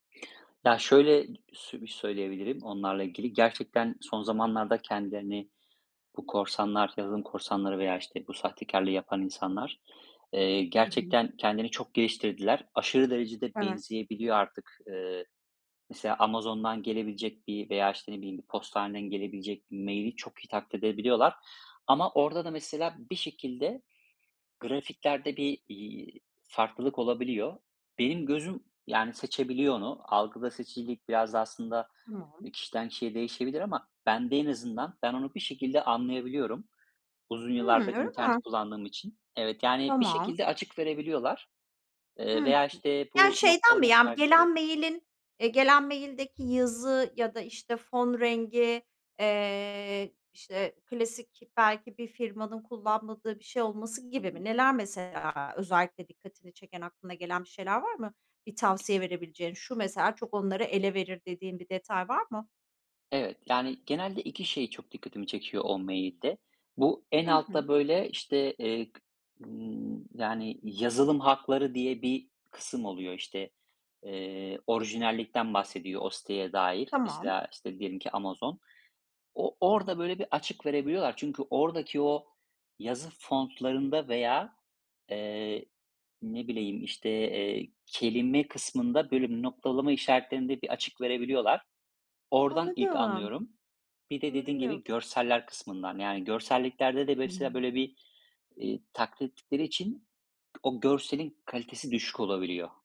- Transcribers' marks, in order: unintelligible speech; tapping; other background noise
- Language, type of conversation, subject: Turkish, podcast, İnternetteki dolandırıcılıklardan korunmak için ne gibi tavsiyelerin var?